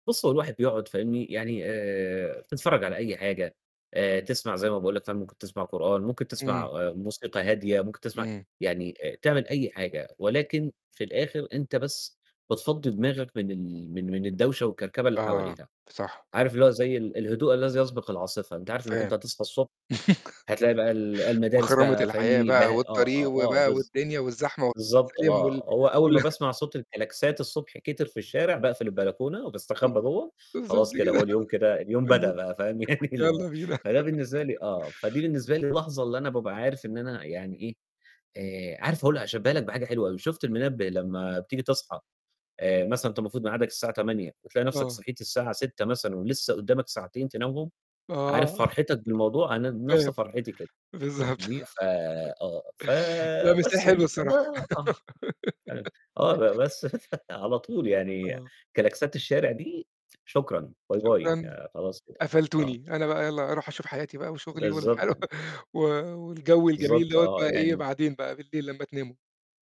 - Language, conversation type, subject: Arabic, podcast, إيه هي الزاوية المريحة في بيتك وإزاي رتبتيها؟
- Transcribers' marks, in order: mechanical hum; static; chuckle; unintelligible speech; unintelligible speech; laughing while speaking: "كده"; chuckle; laughing while speaking: "يالّا بينا"; laughing while speaking: "يعني اللي هو"; laugh; other noise; laughing while speaking: "بالضبط"; chuckle; laugh; unintelligible speech; laughing while speaking: "فعلى"; chuckle